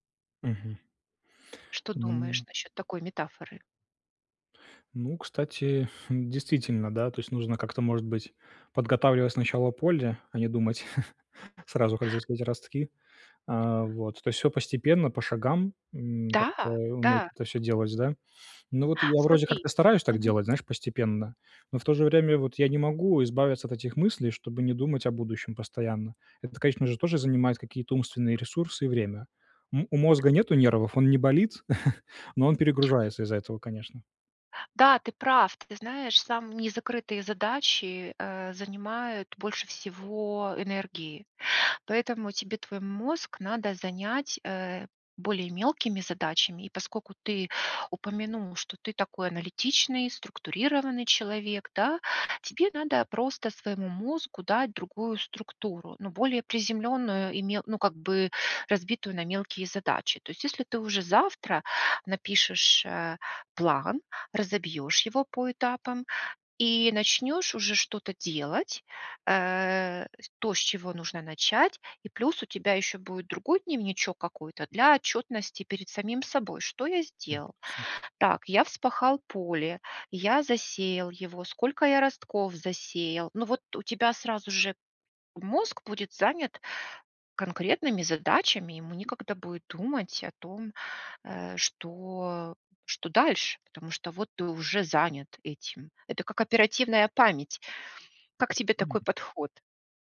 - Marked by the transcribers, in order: blowing; chuckle; other noise; chuckle; joyful: "Да, ты прав!"
- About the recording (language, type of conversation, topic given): Russian, advice, Как мне сосредоточиться на том, что я могу изменить, а не на тревожных мыслях?